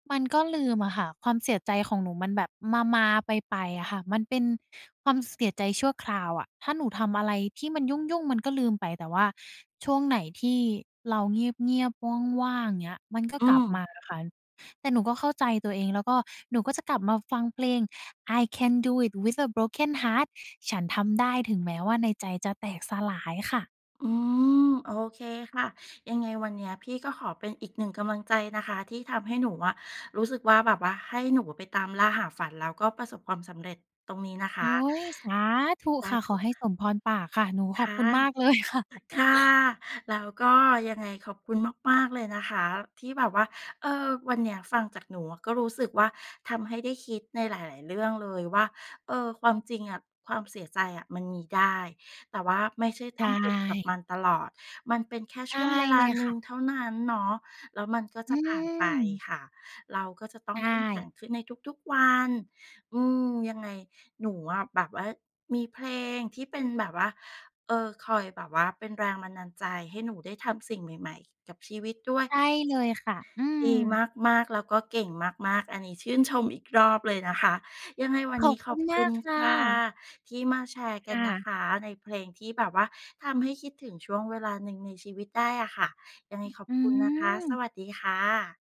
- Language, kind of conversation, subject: Thai, podcast, เพลงอะไรที่พอได้ยินแล้วทำให้คุณนึกถึงช่วงเวลาหนึ่งในชีวิตทันที?
- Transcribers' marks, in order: laughing while speaking: "เลยค่ะ"; chuckle